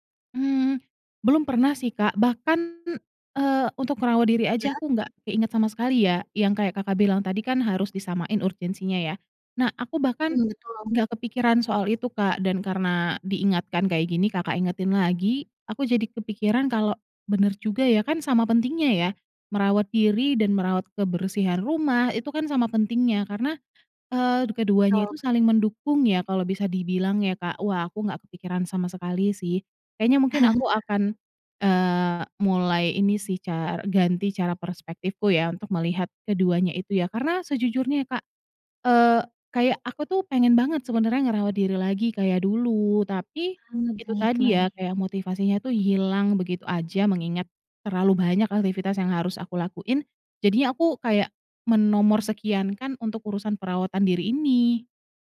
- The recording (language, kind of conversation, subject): Indonesian, advice, Bagaimana cara mengatasi rasa lelah dan hilang motivasi untuk merawat diri?
- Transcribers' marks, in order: tapping; laugh